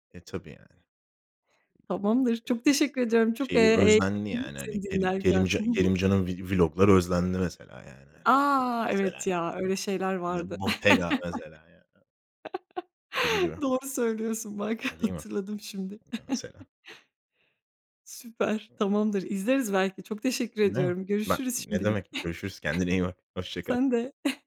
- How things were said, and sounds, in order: other background noise; in English: "vlog'ları"; chuckle; laughing while speaking: "Doğru söylüyorsun, bak, hatırladım şimdi"; tapping; unintelligible speech; chuckle
- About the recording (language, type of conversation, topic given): Turkish, podcast, Influencer’ların kültürümüz üzerindeki etkisini nasıl değerlendiriyorsun?